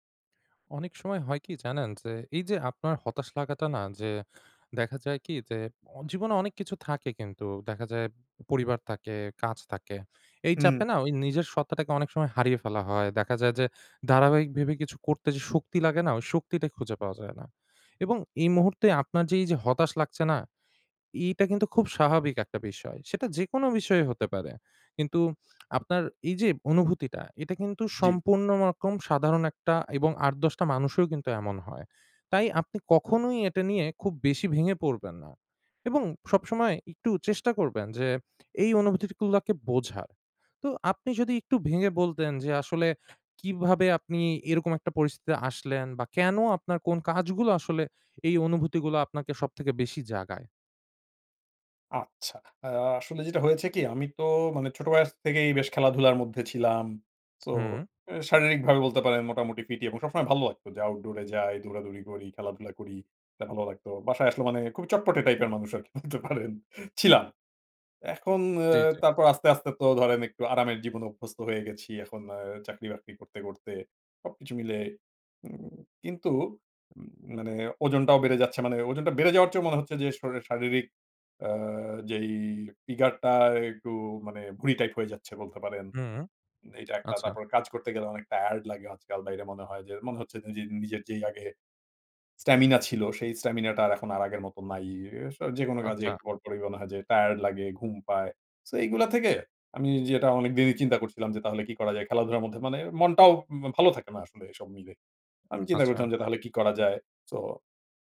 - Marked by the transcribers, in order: tapping; giggle
- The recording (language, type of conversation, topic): Bengali, advice, বাড়িতে ব্যায়াম করতে একঘেয়েমি লাগলে অনুপ্রেরণা কীভাবে খুঁজে পাব?